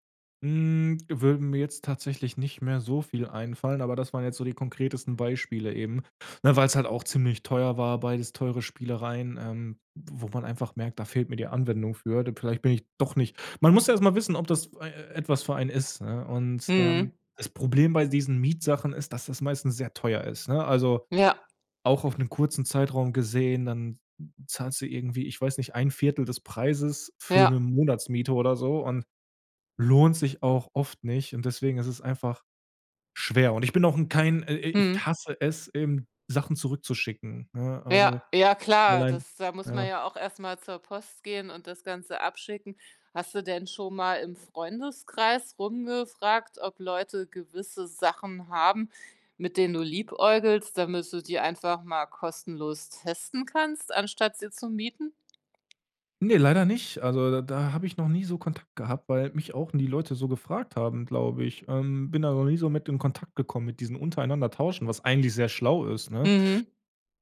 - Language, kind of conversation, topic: German, podcast, Wie probierst du neue Dinge aus, ohne gleich alles zu kaufen?
- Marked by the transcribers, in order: other background noise; stressed: "doch"